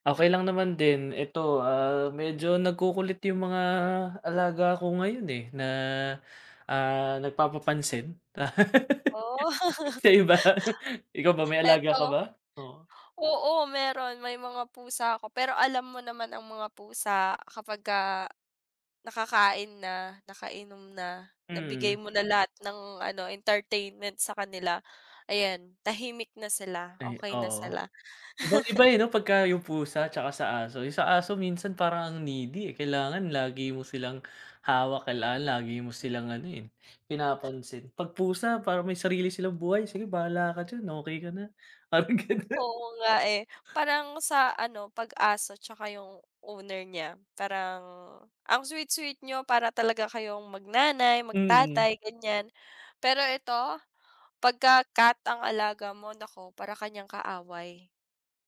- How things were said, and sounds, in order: laugh; laughing while speaking: "Sayo ba?"; chuckle; other background noise; chuckle; laughing while speaking: "parang gano'n"
- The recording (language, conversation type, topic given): Filipino, unstructured, Ano ang pinaka-masayang karanasan mo kasama ang iyong alaga?
- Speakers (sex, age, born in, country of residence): female, 25-29, Philippines, Philippines; male, 30-34, Philippines, Philippines